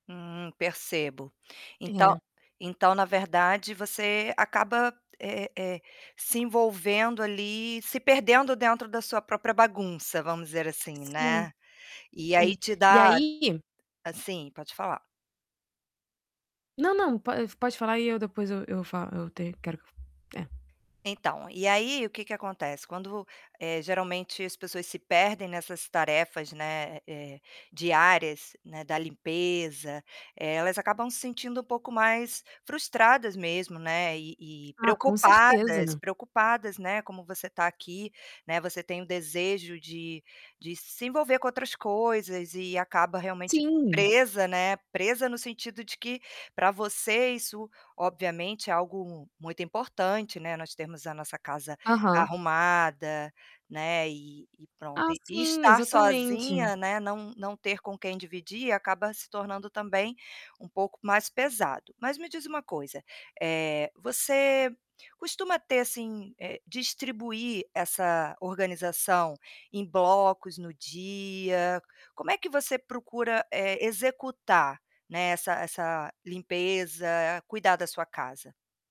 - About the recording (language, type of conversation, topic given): Portuguese, advice, Como posso organizar o ambiente de casa para conseguir aproveitar melhor meus momentos de lazer?
- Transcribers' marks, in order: tapping; other background noise; distorted speech; static